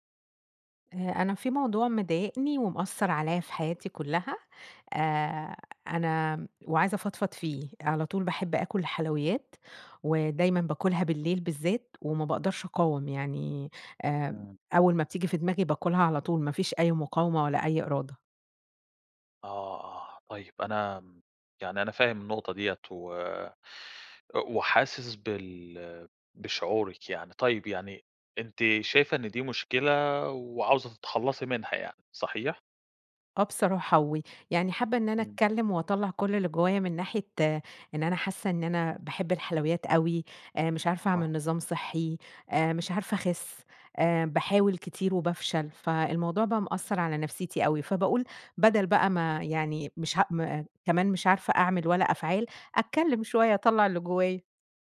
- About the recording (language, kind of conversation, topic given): Arabic, advice, ليه بتحسّي برغبة قوية في الحلويات بالليل وبيكون صعب عليكي تقاوميها؟
- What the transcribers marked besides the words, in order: tapping